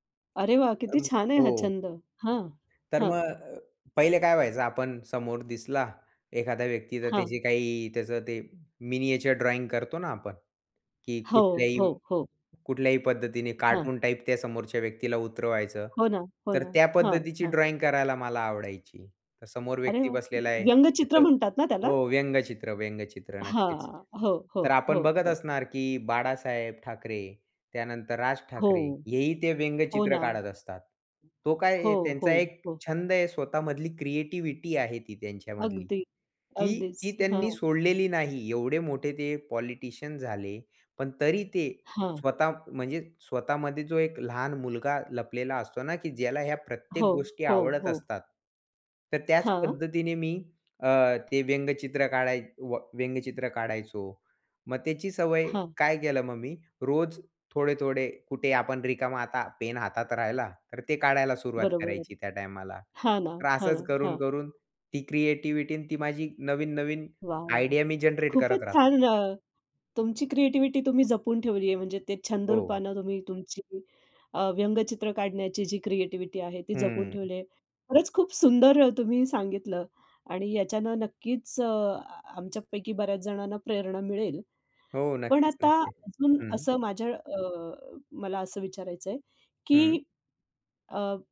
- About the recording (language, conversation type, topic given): Marathi, podcast, दररोज सर्जनशील कामांसाठी थोडा वेळ तुम्ही कसा काढता?
- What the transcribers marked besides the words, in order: other background noise; in English: "मिनिएचर ड्रॉइंग"; tapping; in English: "ड्रॉइंग"; in English: "आयडिया"; in English: "जनरेट"